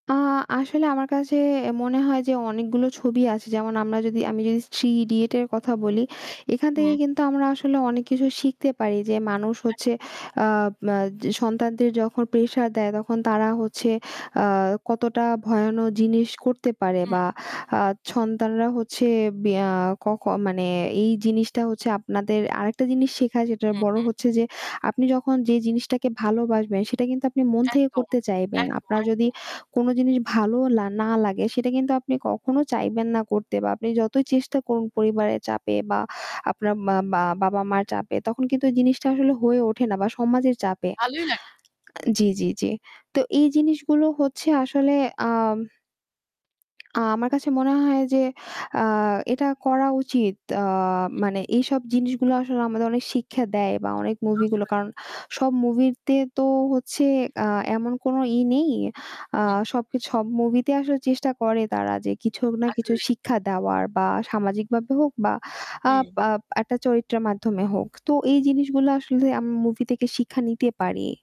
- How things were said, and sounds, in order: static; other background noise; distorted speech; "ভয়ানক" said as "ভয়ান"; "সন্তানরা" said as "ছন্তানরা"; lip smack; "আমরা" said as "আম"
- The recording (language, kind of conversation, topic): Bengali, unstructured, কোন ধরনের সিনেমা দেখে তুমি সবচেয়ে বেশি আনন্দ পাও?